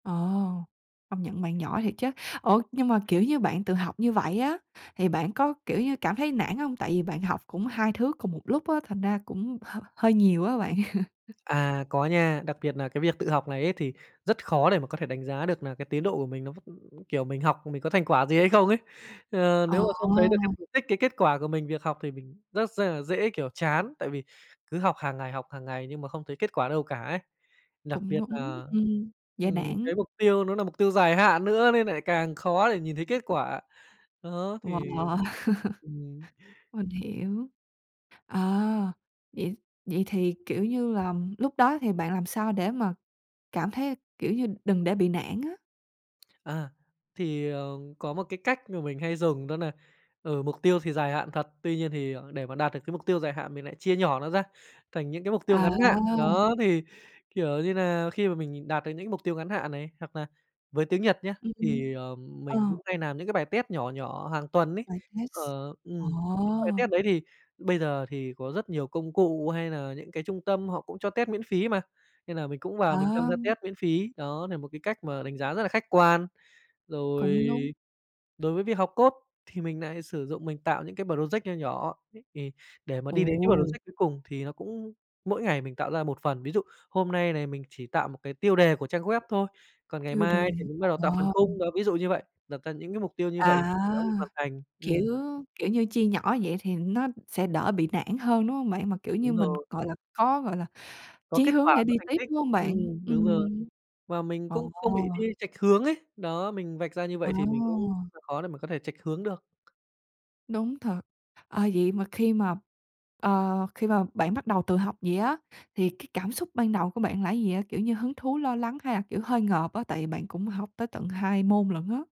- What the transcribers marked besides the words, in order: chuckle; tapping; other noise; other background noise; "đúng" said as "núng"; laugh; "làm" said as "nàm"; in English: "test"; in English: "test"; in English: "test"; in English: "test"; in English: "test"; in English: "code"; in English: "bờ rồ giét"; "project" said as "bờ rồ giét"; in English: "bờ rồ giét"; "project" said as "bờ rồ giét"
- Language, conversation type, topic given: Vietnamese, podcast, Làm sao để tự học mà không bị nản lòng?